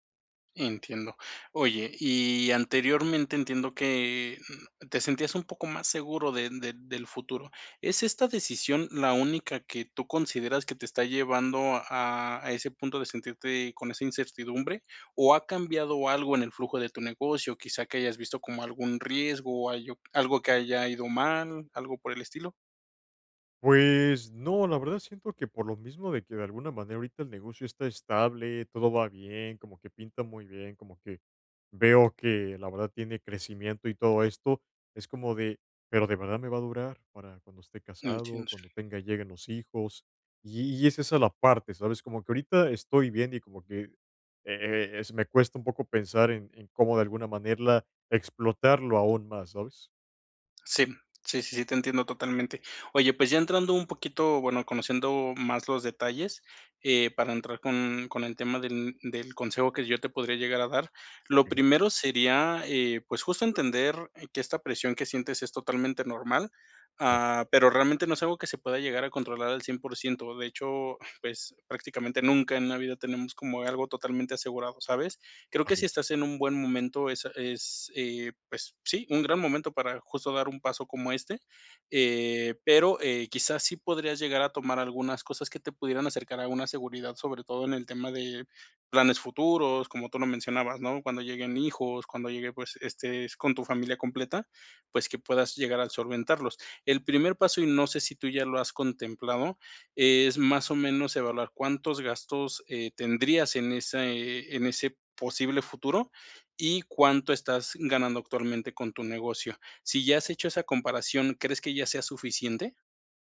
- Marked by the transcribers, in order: other background noise; "manera" said as "manerla"; tapping; chuckle
- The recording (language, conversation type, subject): Spanish, advice, ¿Cómo puedo aprender a confiar en el futuro otra vez?